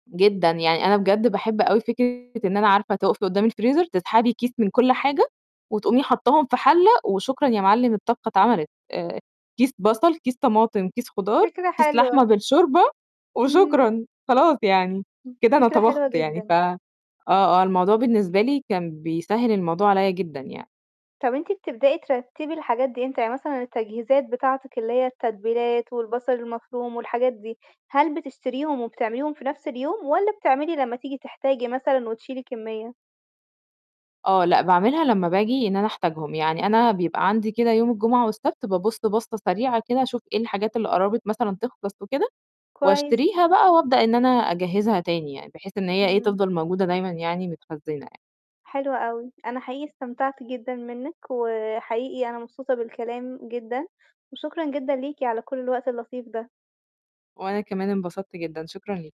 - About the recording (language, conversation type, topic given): Arabic, podcast, إزاي تنظّم الثلاجة وتحافظ على صلاحية الأكل؟
- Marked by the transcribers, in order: distorted speech; other noise